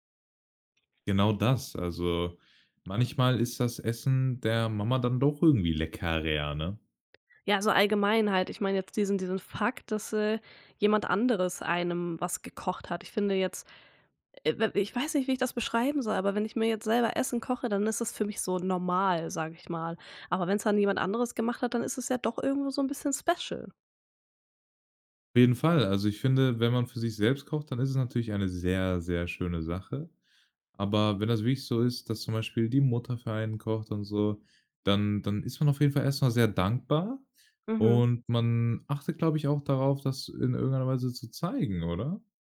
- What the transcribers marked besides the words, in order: other background noise; stressed: "normal"; in English: "Special"; stressed: "sehr"; stressed: "Mutter"; stressed: "dankbar"
- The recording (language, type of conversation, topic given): German, podcast, Was begeistert dich am Kochen für andere Menschen?